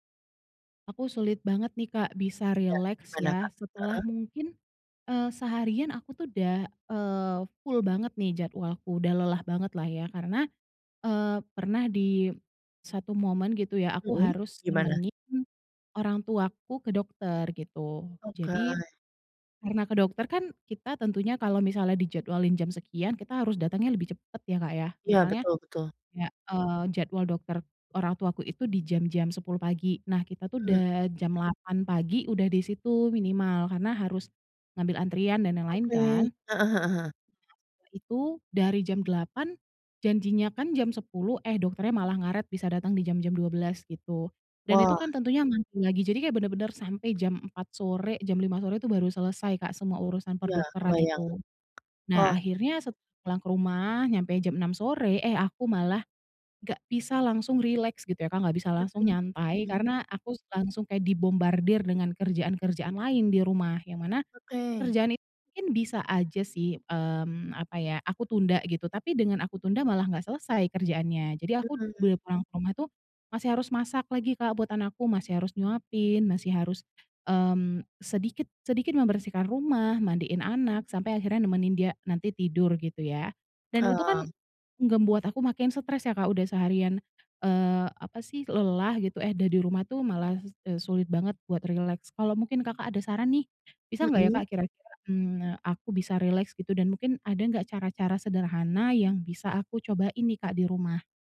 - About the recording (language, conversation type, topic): Indonesian, advice, Bagaimana cara mulai rileks di rumah setelah hari yang melelahkan?
- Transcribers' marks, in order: other background noise; tapping; "membuat" said as "nggembuat"